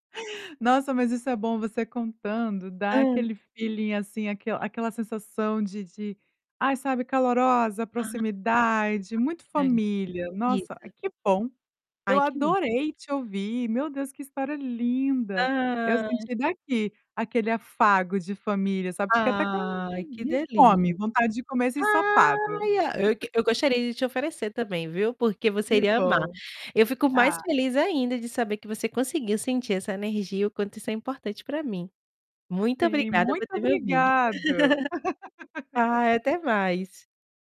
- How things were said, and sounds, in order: in English: "feeling"; unintelligible speech; tapping; distorted speech; other background noise; drawn out: "Ai"; drawn out: "Ai"; laugh; laugh
- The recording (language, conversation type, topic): Portuguese, podcast, Como cozinhar em família pode fortalecer os vínculos?